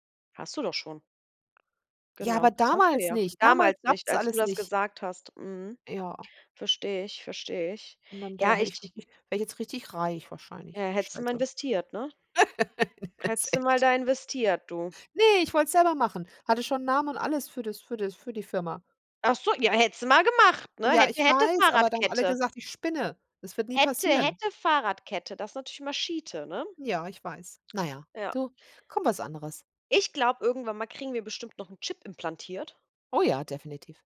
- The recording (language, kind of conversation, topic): German, unstructured, Wie stellst du dir die Zukunft der Technologie vor?
- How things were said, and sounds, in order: laugh; laughing while speaking: "Jetzt echt"; put-on voice: "Hätte, hätte, Fahrradkette"